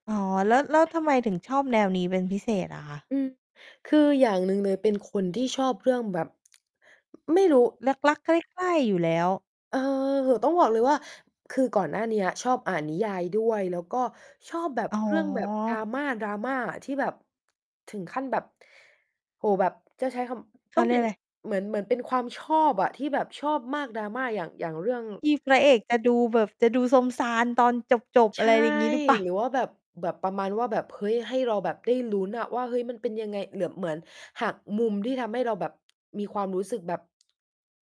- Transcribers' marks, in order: lip smack; tapping
- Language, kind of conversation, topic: Thai, podcast, คุณชอบซีรีส์แนวไหนที่สุด และเพราะอะไร?